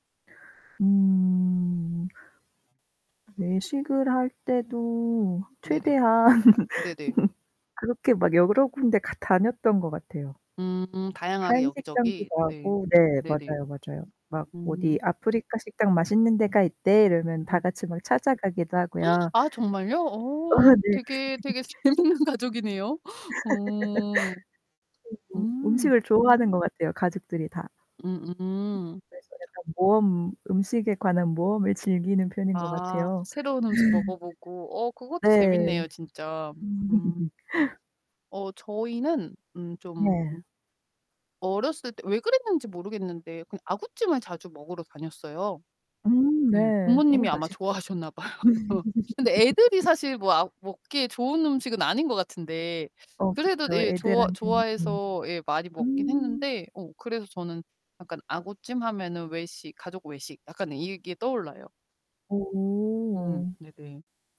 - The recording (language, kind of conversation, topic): Korean, unstructured, 음식과 관련된 가족의 전통이나 이야기가 있나요?
- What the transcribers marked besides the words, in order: static; laugh; distorted speech; gasp; laughing while speaking: "아 네"; laugh; laughing while speaking: "재미있는 가족이네요"; laugh; other background noise; laugh; laugh; laughing while speaking: "좋아하셨나 봐요"; laugh